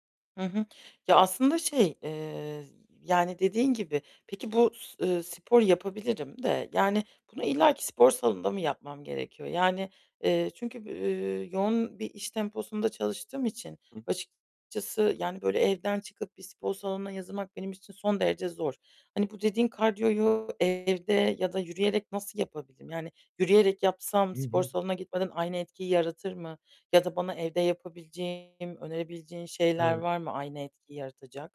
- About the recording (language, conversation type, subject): Turkish, advice, Büyük hedeflerime sabırlı kalarak adım adım nasıl ulaşabilirim?
- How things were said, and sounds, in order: other background noise; distorted speech; unintelligible speech